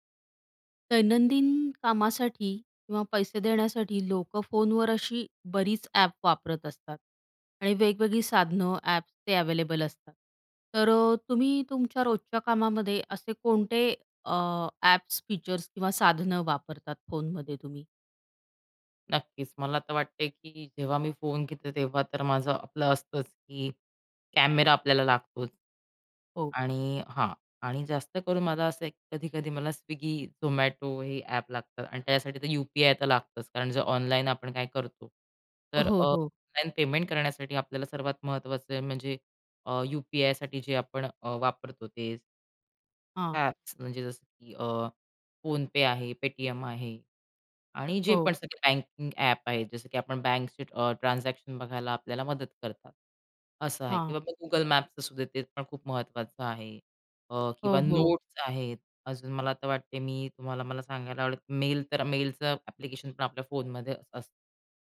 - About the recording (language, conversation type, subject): Marathi, podcast, दैनिक कामांसाठी फोनवर कोणते साधन तुम्हाला उपयोगी वाटते?
- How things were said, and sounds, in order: in English: "बँकिंग"